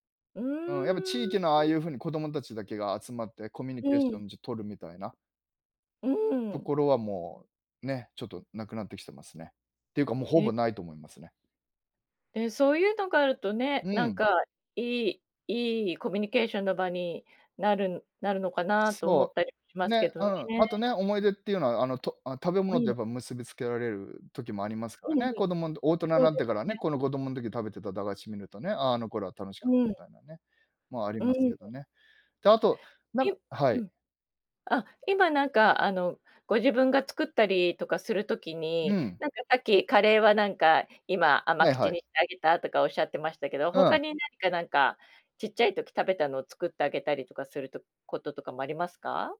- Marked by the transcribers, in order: other noise; other background noise
- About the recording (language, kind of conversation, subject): Japanese, podcast, 子どもの頃、いちばん印象に残っている食べ物の思い出は何ですか？